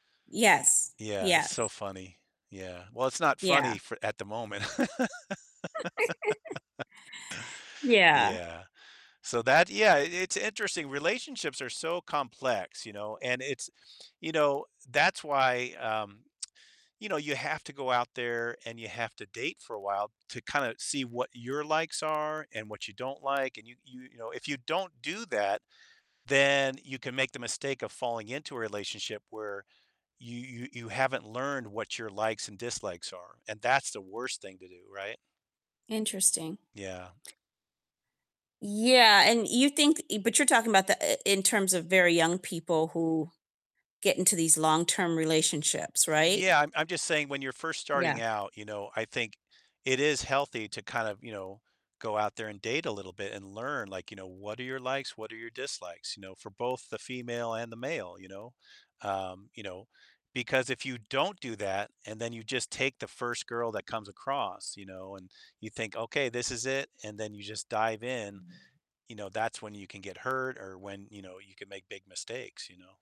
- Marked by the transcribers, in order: distorted speech; tapping; chuckle; laugh; other background noise
- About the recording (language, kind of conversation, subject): English, unstructured, Should you openly discuss past relationships with a new partner?
- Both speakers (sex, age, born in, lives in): female, 55-59, United States, United States; male, 65-69, United States, United States